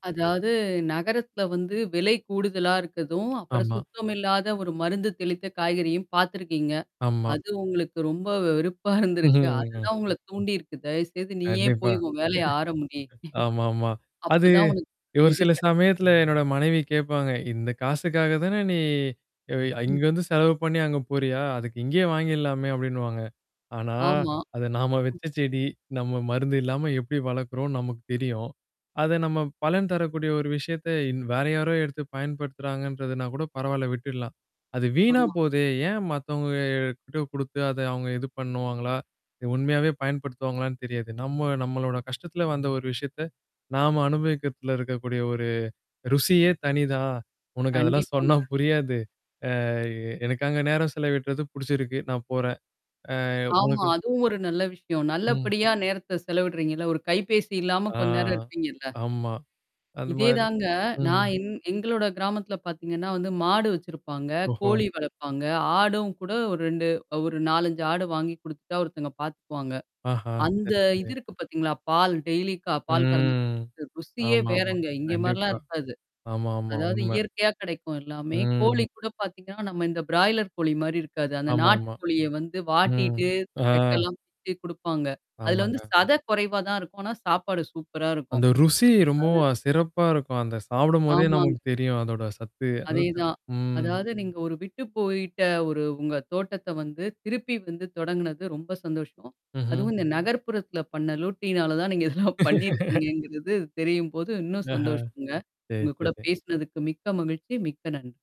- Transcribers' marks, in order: static; laughing while speaking: "வெறுப்பா இருந்திருக்கு"; distorted speech; laughing while speaking: "கண்டிப்பா"; chuckle; background speech; "ஆரம்பி" said as "ஆரம்முடி"; chuckle; laughing while speaking: "சொன்னா புரியாது"; drawn out: "ம்"; drawn out: "ம்"; in English: "பிராய்லர்"; laughing while speaking: "நீங்க இதெல்லாம் பண்ணியிருக்கீங்கங்கிறது"; laugh
- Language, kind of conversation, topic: Tamil, podcast, மீண்டும் தொடங்க முடிவு எடுக்க உங்களைத் தூண்டிய முக்கிய தருணம் எது?